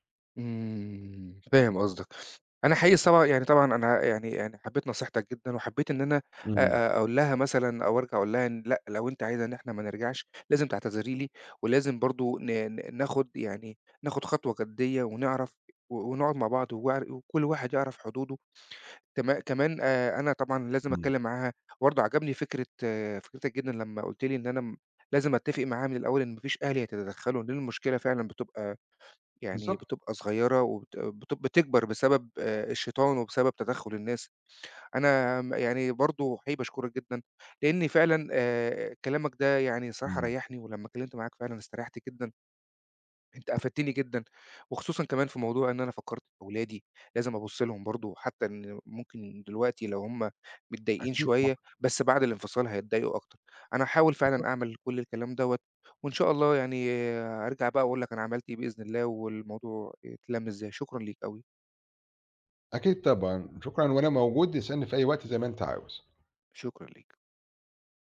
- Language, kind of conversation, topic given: Arabic, advice, إزاي أتعامل مع صعوبة تقبّلي إن شريكي اختار يسيبني؟
- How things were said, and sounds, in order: tapping; other background noise